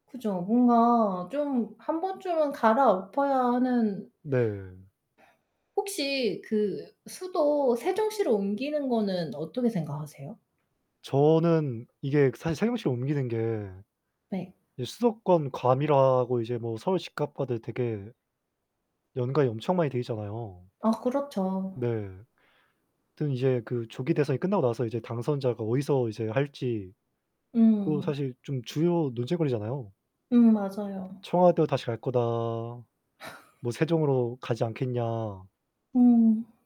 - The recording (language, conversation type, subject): Korean, unstructured, 요즘 사람들이 가장 걱정하는 사회 문제는 무엇일까요?
- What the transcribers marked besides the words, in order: other background noise; laugh